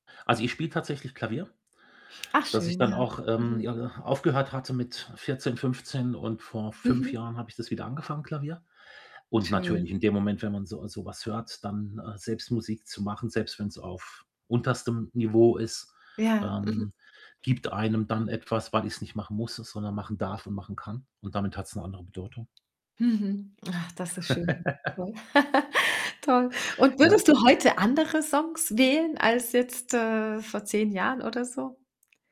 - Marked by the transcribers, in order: distorted speech; other background noise; giggle; laugh
- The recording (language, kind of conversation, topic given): German, podcast, Welche drei Lieder gehören zu deinem Lebenssoundtrack?